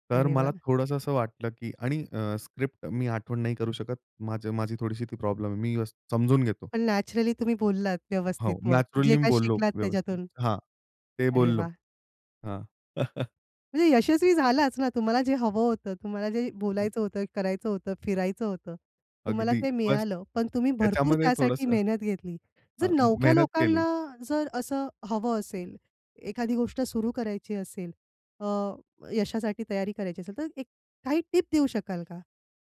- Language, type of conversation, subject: Marathi, podcast, यश मिळवण्यासाठी वेळ आणि मेहनत यांचं संतुलन तुम्ही कसं साधता?
- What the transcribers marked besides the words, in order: chuckle; other background noise